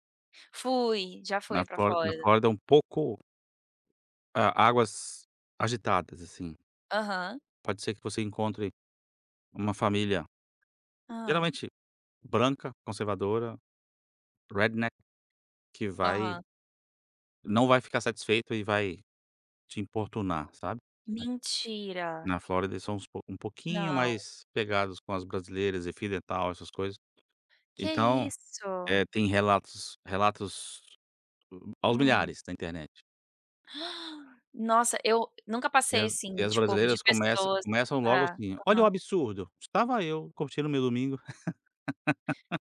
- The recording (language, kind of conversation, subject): Portuguese, podcast, Como você explica seu estilo para quem não conhece sua cultura?
- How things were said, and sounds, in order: other background noise; tapping; in English: "redneck"; gasp; laugh